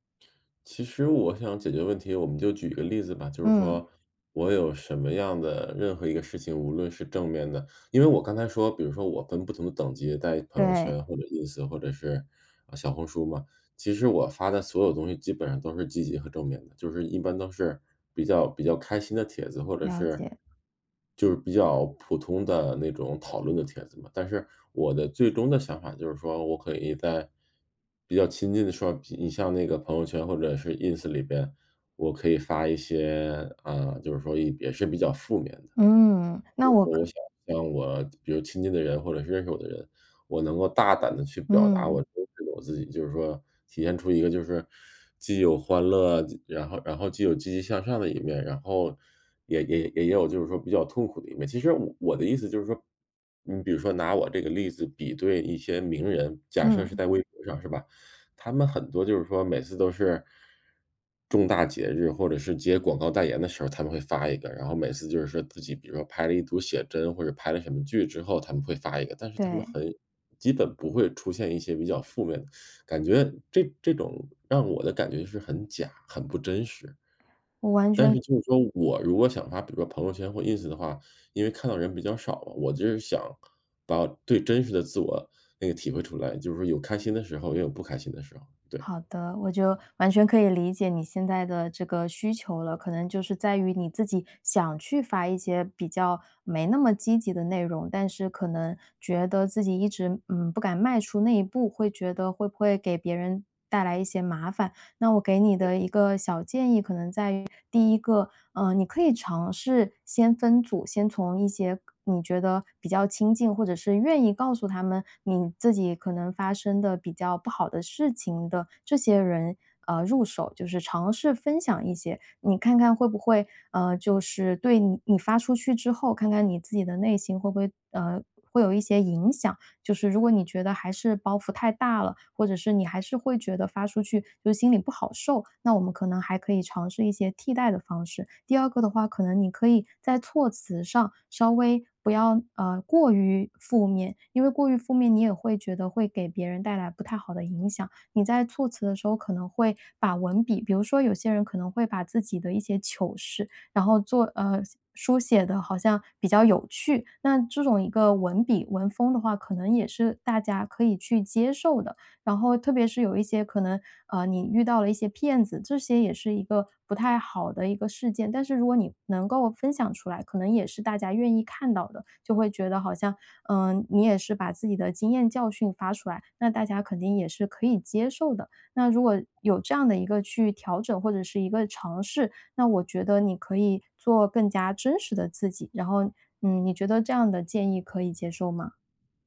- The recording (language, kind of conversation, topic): Chinese, advice, 我该如何在社交媒体上既保持真实又让人喜欢？
- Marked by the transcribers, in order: none